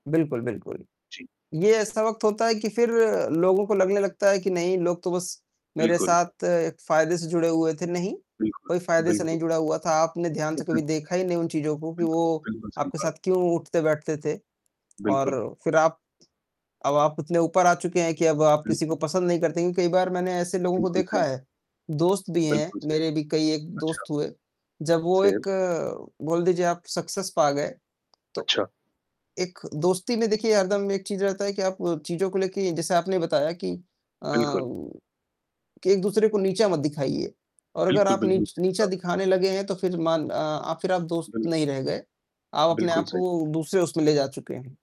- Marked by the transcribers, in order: distorted speech; static; tapping; in English: "सक्सेस"
- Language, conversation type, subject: Hindi, unstructured, पैसे के लिए आप कितना समझौता कर सकते हैं?